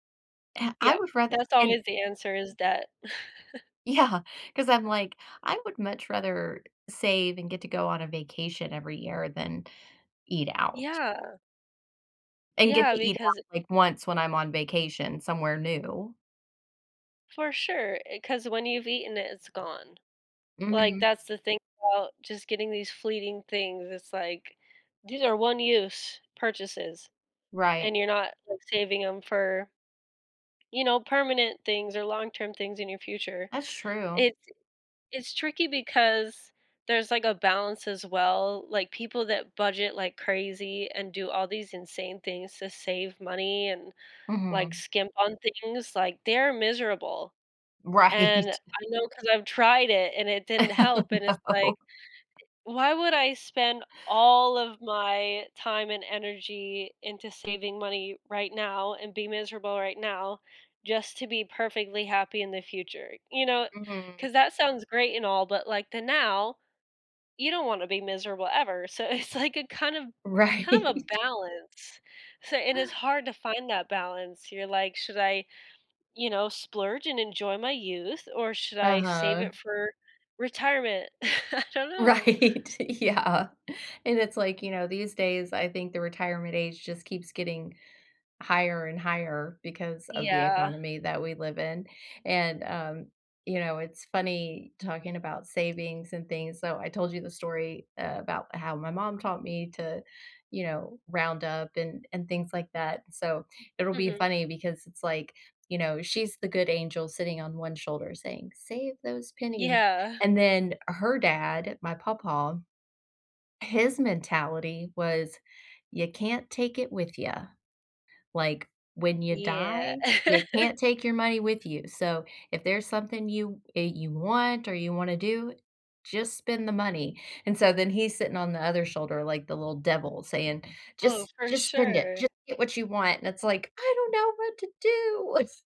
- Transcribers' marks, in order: other background noise; tapping; chuckle; laughing while speaking: "Yeah"; laughing while speaking: "Right"; laughing while speaking: "Oh, no"; laughing while speaking: "it's like"; laughing while speaking: "Right"; chuckle; laughing while speaking: "Right, yeah"; chuckle; put-on voice: "I don't know what to do"; chuckle
- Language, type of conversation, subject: English, unstructured, What is one money habit you think everyone should learn early?